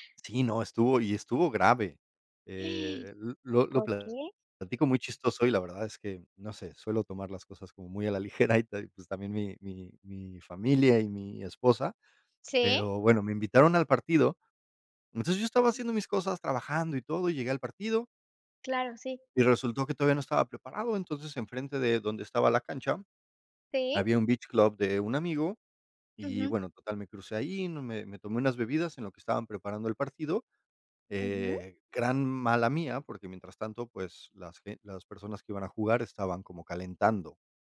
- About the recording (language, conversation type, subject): Spanish, unstructured, ¿Puedes contar alguna anécdota graciosa relacionada con el deporte?
- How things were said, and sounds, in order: gasp; laughing while speaking: "ligera y todo"; other background noise; in English: "beach club"